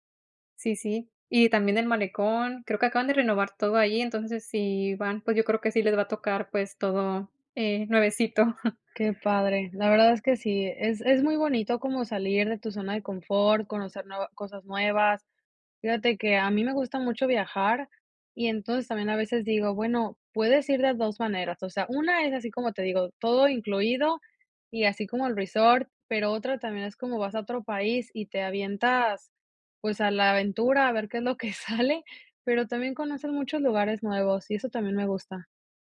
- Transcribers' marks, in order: chuckle; laughing while speaking: "sale"
- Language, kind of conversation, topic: Spanish, podcast, ¿cómo saliste de tu zona de confort?